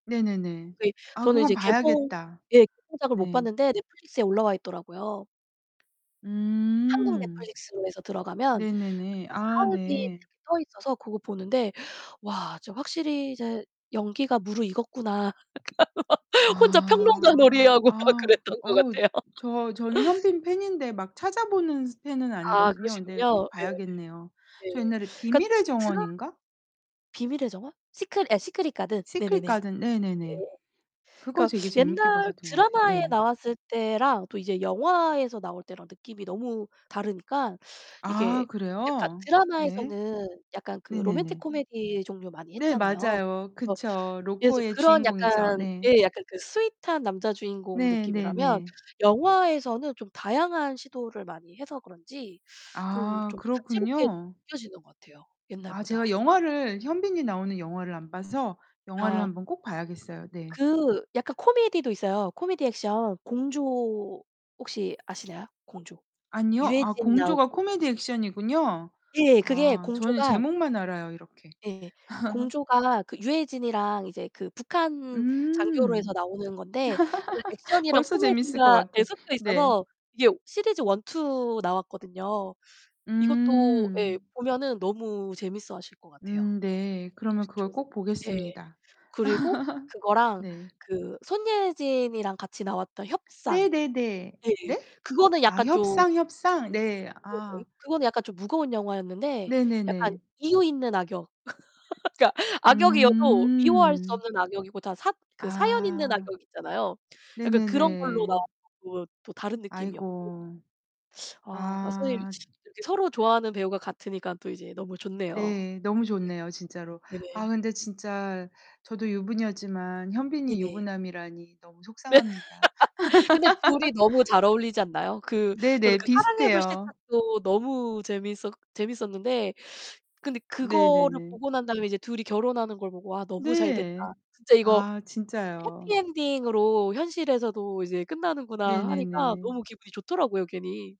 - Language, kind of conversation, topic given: Korean, unstructured, 좋아하는 배우나 가수가 있다면 누구인가요?
- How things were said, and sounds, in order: tapping; distorted speech; other background noise; laugh; laughing while speaking: "막 혼자 평론가 놀이하고 막 그랬던 것 같아요"; laugh; teeth sucking; unintelligible speech; mechanical hum; laugh; laugh; unintelligible speech; laugh; laugh; laugh